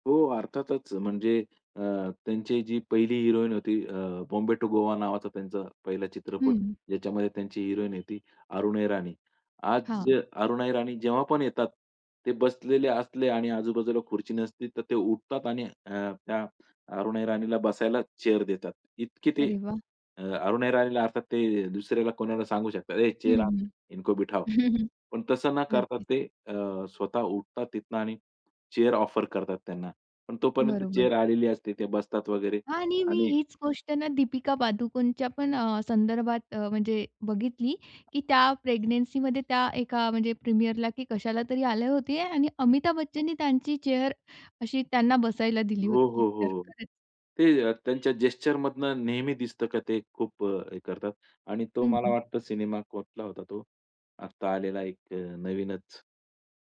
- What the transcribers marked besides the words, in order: tapping; other background noise; in English: "चेअर"; in English: "चेअर"; in Hindi: "इनको बिठाओ"; chuckle; in English: "ऑफर"; in English: "चेअर"; other noise; in English: "चेअर"; in English: "जेस्चरमधनं"
- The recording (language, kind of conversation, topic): Marathi, podcast, कोणत्या आदर्श व्यक्ती किंवा प्रतीकांचा तुमच्यावर सर्वाधिक प्रभाव पडतो?